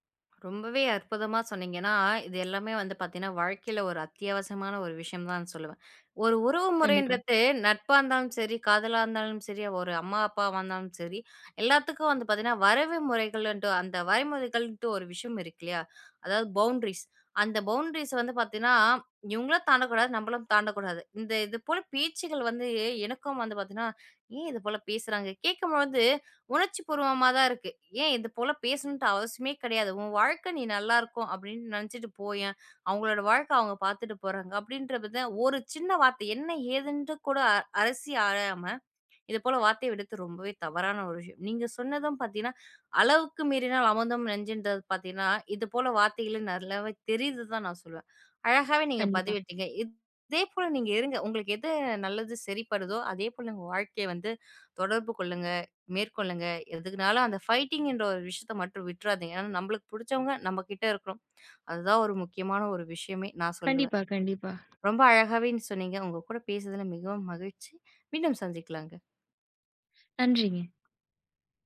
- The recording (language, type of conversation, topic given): Tamil, podcast, உங்கள் உறவினர்கள் அல்லது நண்பர்கள் தங்களின் முடிவை மாற்றும்போது நீங்கள் அதை எப்படி எதிர்கொள்கிறீர்கள்?
- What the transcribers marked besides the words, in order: in English: "பவுண்ட்ரீஸ்"; in English: "பவுண்ட்ரீஸ"; in English: "ஃபைட்டிங்கின்ற"